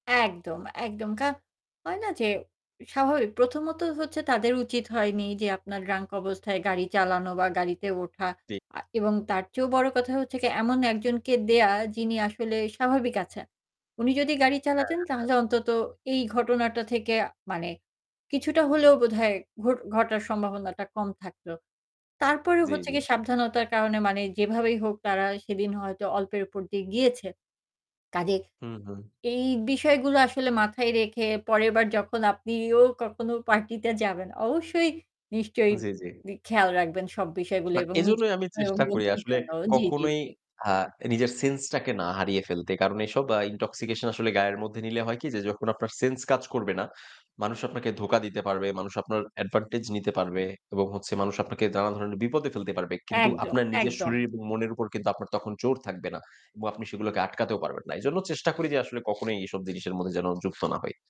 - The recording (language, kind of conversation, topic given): Bengali, podcast, আপনাকে কি কখনও জঙ্গলে বা রাস্তায় কোনো ভয়ঙ্কর পরিস্থিতি সামলাতে হয়েছে?
- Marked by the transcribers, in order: static; distorted speech; other background noise; in English: "ইনটক্সিকেশন"; in English: "অ্যাডভান্টেজ"; "নানা্ন" said as "দানান"